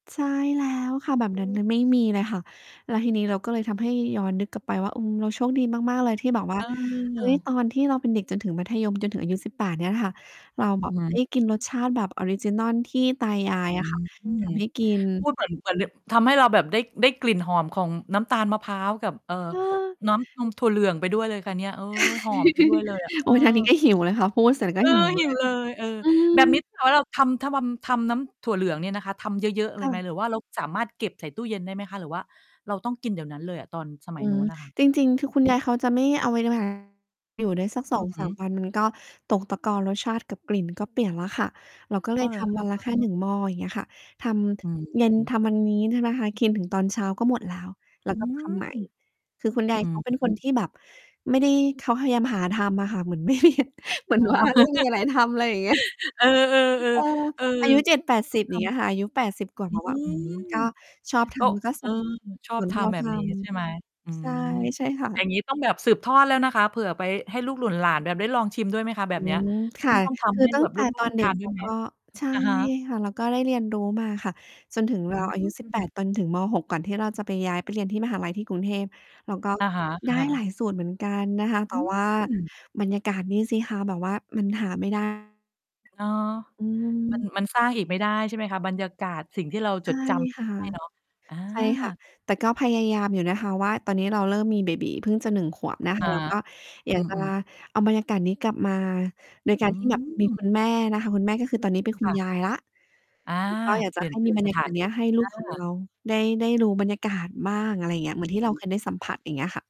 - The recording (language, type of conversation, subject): Thai, podcast, มีมื้ออาหารมื้อไหนที่คุณยังจำรสชาติและบรรยากาศได้จนติดใจบ้าง เล่าให้ฟังหน่อยได้ไหม?
- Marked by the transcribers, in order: distorted speech; drawn out: "อืม"; laugh; other background noise; unintelligible speech; laughing while speaking: "เหมือนว่า ไม่มีอะไรทำ อะไรอย่างเงี้ย"; laugh; unintelligible speech; mechanical hum; static